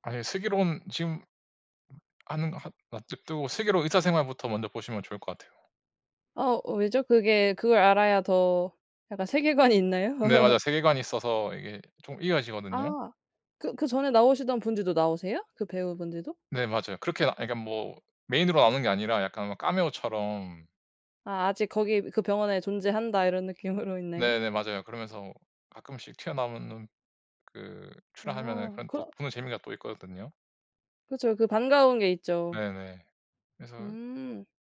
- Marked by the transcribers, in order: unintelligible speech; other background noise; laughing while speaking: "있나요?"; laugh; tapping
- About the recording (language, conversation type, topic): Korean, unstructured, 최근에 본 영화나 드라마 중 추천하고 싶은 작품이 있나요?
- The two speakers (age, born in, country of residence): 20-24, South Korea, Portugal; 30-34, South Korea, Portugal